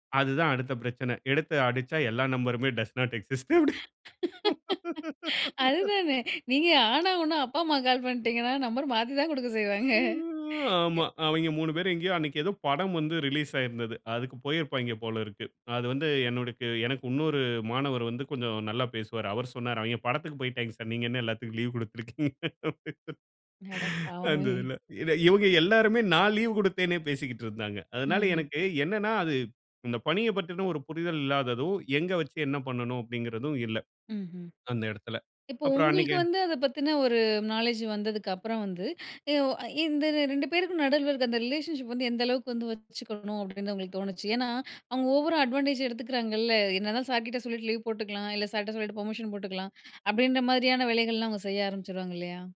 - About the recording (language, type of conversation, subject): Tamil, podcast, மெண்டர்-மென்டீ உறவுக்கு எல்லைகள் வகுக்கவேண்டுமா?
- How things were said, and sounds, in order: laugh; laughing while speaking: "அதுதானே, நீங்க ஆனா ஊனா அப்பா … குடுக்க செய்வாங்க அ"; in English: "டஸ் நட் எக்ஸிஸ்ட். அப்டி"; laugh; in English: "ரிலீஸ்"; laugh; laughing while speaking: "அந்த இதுல. இட இவங்க எல்லாருமே நான் லீவ் குடுத்தேனே பேசிகிட்டுருந்தாங்க"; in English: "நாலேட்ஜ்"; in English: "ரிலேஷன்ஷிப்"; in English: "ஓவரா அட்வான்டேஜ்"; in English: "பெர்மிஷன்"